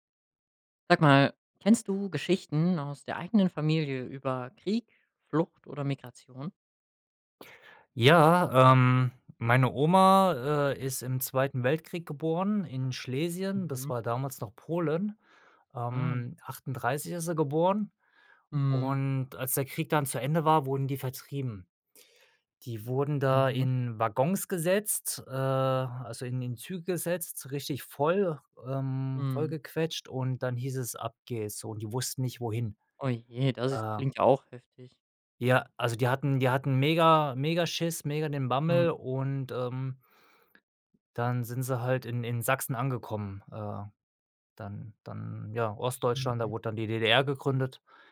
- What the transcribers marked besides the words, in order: other background noise
- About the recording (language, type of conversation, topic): German, podcast, Welche Geschichten über Krieg, Flucht oder Migration kennst du aus deiner Familie?